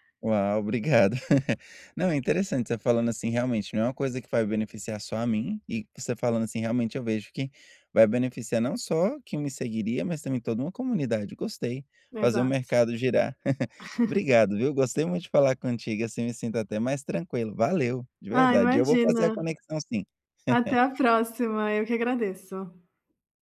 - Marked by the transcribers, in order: chuckle; chuckle; chuckle; tapping
- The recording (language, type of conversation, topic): Portuguese, advice, Como posso explorar lugares novos quando tenho pouco tempo livre?
- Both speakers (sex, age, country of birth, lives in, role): female, 25-29, Brazil, Italy, advisor; male, 30-34, Brazil, United States, user